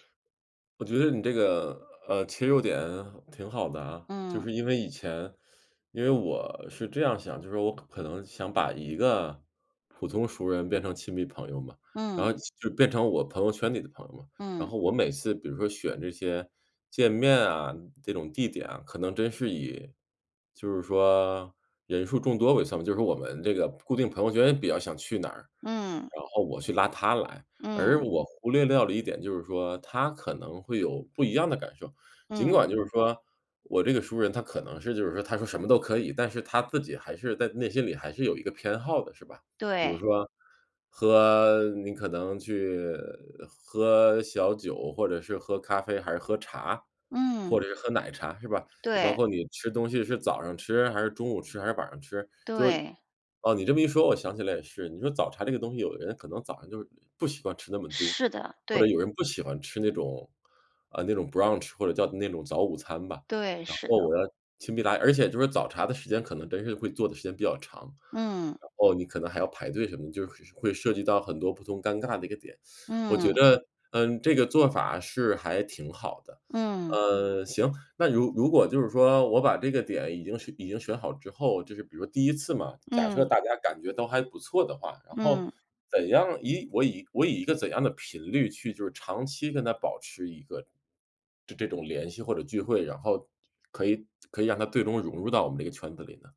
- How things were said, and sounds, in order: in English: "brunch"; unintelligible speech
- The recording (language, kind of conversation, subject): Chinese, advice, 如何开始把普通熟人发展成亲密朋友？